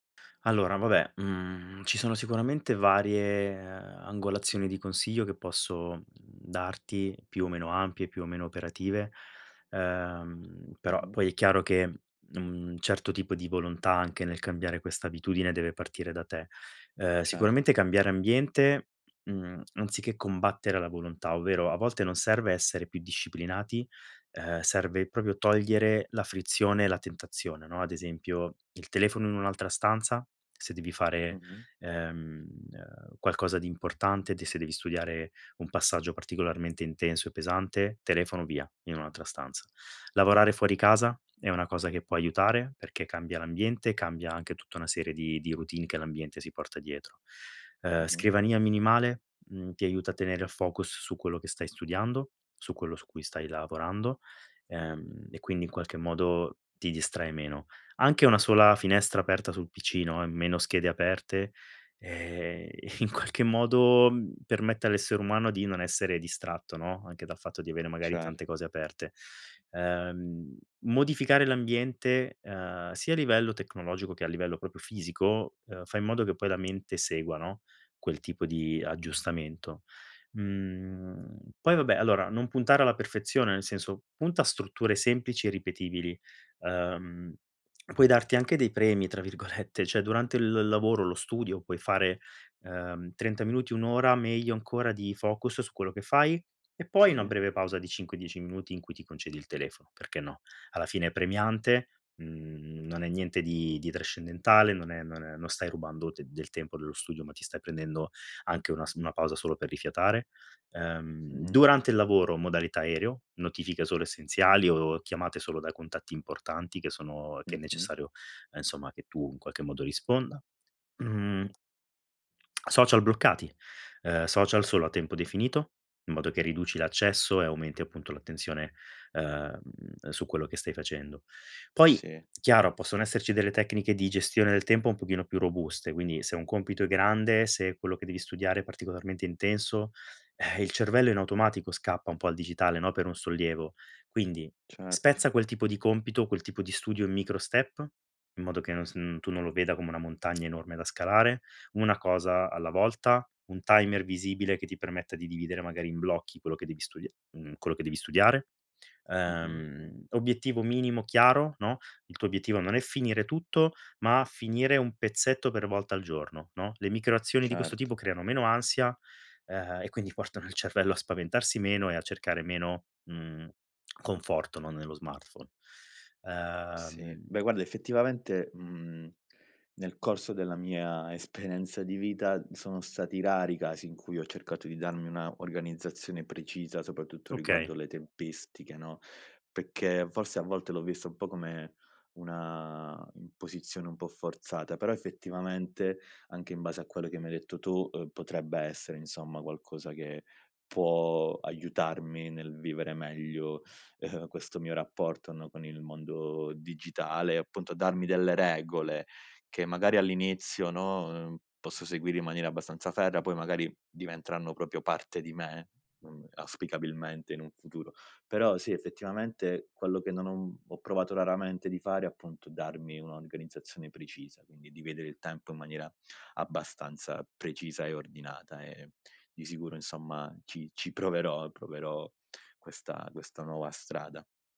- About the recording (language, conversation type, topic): Italian, advice, In che modo le distrazioni digitali stanno ostacolando il tuo lavoro o il tuo studio?
- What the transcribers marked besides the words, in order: laughing while speaking: "in qualche"; "proprio" said as "propio"; other background noise; laughing while speaking: "virgolette"; tsk; in English: "smartphone"; "esperienza" said as "esperenza"; "Perché" said as "pecchè"; chuckle; "proprio" said as "propio"